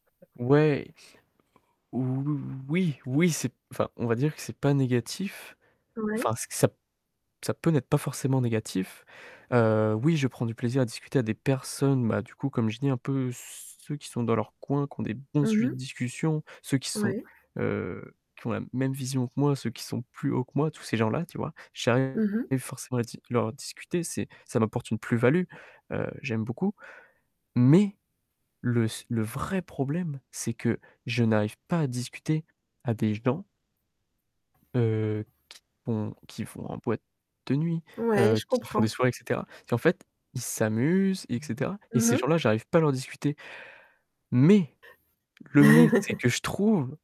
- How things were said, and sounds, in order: other background noise; tapping; static; distorted speech; stressed: "mais"; stressed: "mais"; chuckle
- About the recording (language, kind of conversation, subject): French, advice, Comment décririez-vous votre anxiété sociale lors de réunions ou d’événements ?